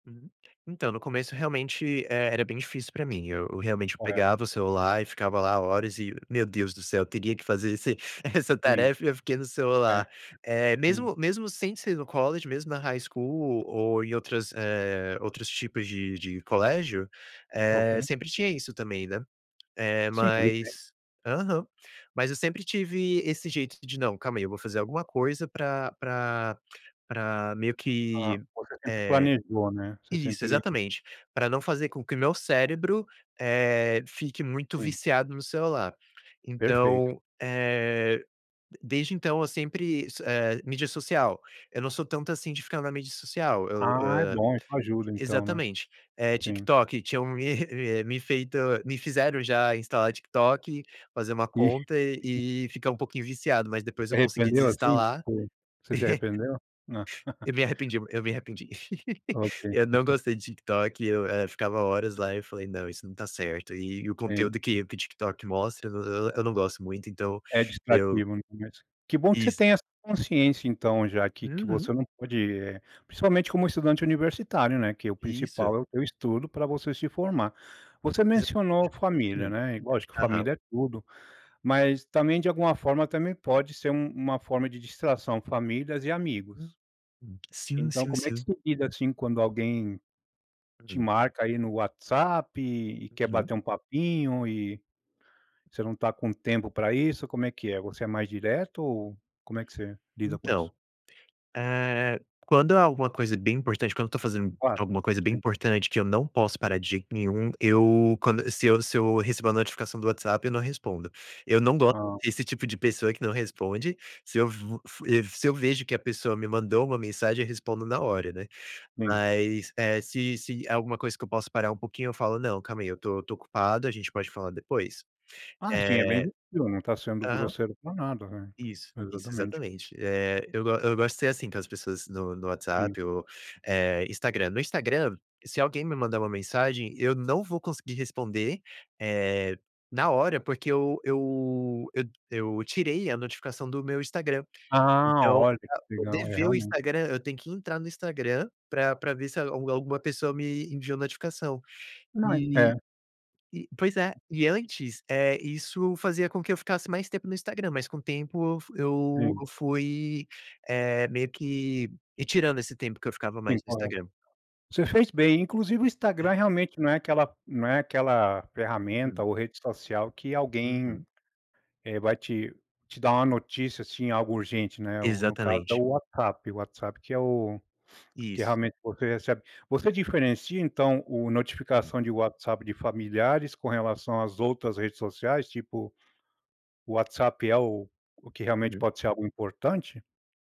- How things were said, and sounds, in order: tapping; other background noise; in English: "college"; in English: "high school"; giggle; chuckle; laugh; giggle; giggle; laugh
- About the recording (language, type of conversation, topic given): Portuguese, podcast, Que truques digitais você usa para evitar procrastinar?